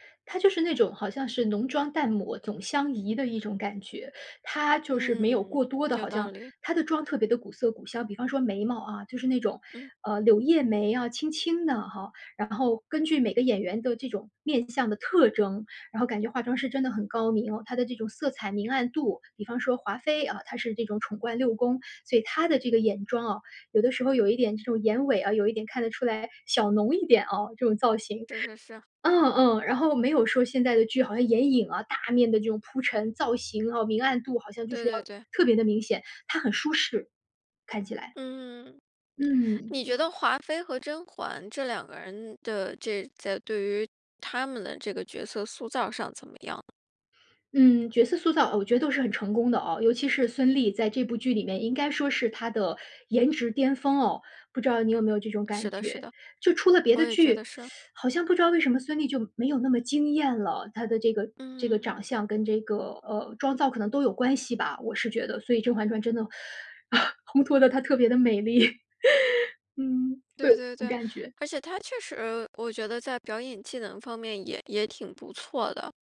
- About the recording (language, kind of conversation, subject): Chinese, podcast, 你对哪部电影或电视剧的造型印象最深刻？
- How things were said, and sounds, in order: chuckle; teeth sucking; laugh